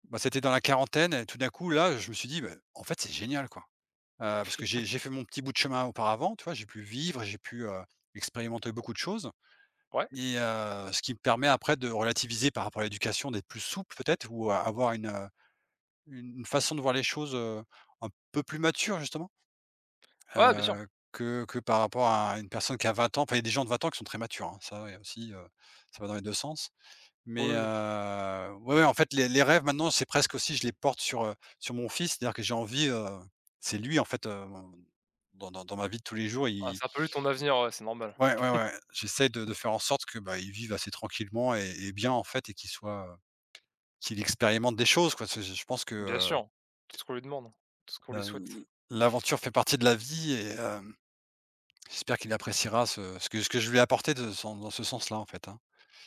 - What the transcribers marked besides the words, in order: chuckle; tapping; chuckle
- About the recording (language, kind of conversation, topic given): French, unstructured, Quels rêves aimerais-tu réaliser dans les dix prochaines années ?